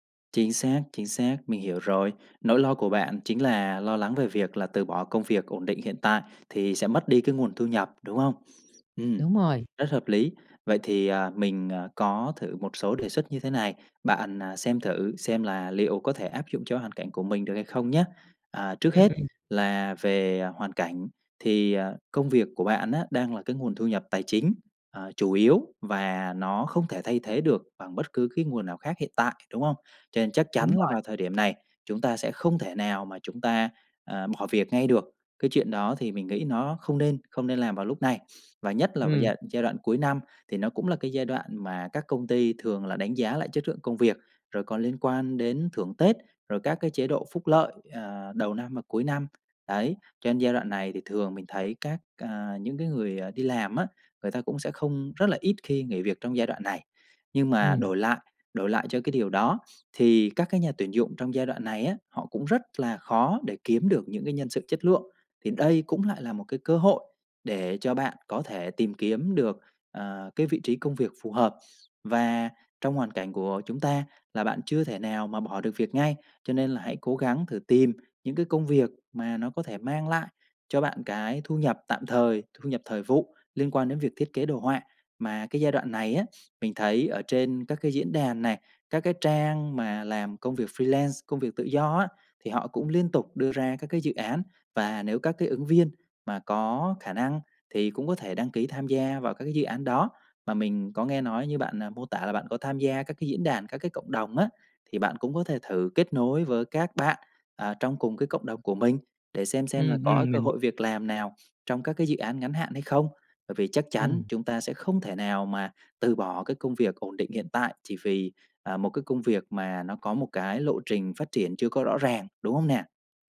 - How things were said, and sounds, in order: other background noise; tapping; in English: "freelance"
- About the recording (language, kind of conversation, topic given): Vietnamese, advice, Bạn đang chán nản điều gì ở công việc hiện tại, và bạn muốn một công việc “có ý nghĩa” theo cách nào?